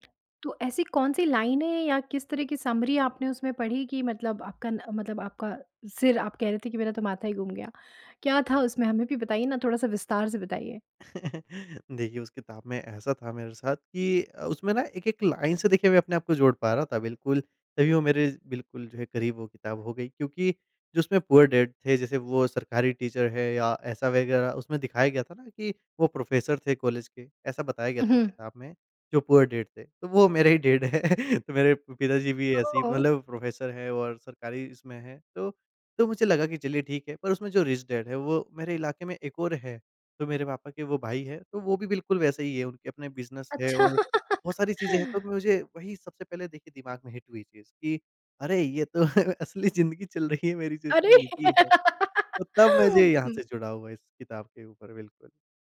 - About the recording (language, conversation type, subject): Hindi, podcast, क्या किसी किताब ने आपका नज़रिया बदल दिया?
- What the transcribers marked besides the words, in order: in English: "लाइनें"; in English: "समरी"; chuckle; in English: "लाइन"; in English: "पूअर डैड"; in English: "पूअर डैड"; in English: "डैड"; laughing while speaking: "हैं। तो मेरे"; in English: "रिच डैड"; laughing while speaking: "अच्छा"; laugh; in English: "हिट"; laughing while speaking: "तो असली ज़िंदगी चल रही है मेरी जो इसमें लिखी है"; laughing while speaking: "अरे!"; laugh